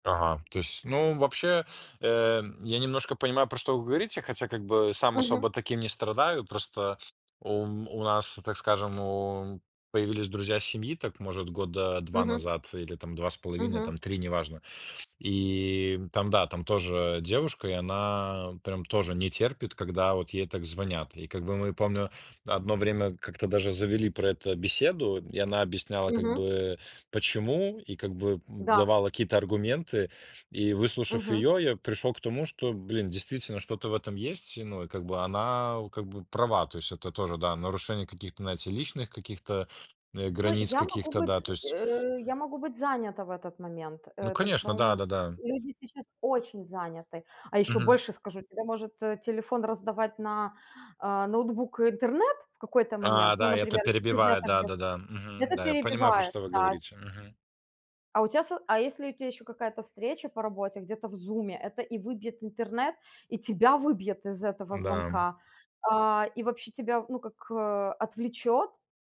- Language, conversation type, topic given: Russian, unstructured, Как технологии помогают вам оставаться на связи с близкими?
- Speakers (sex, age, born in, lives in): female, 40-44, Ukraine, Italy; male, 25-29, Belarus, Poland
- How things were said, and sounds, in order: other background noise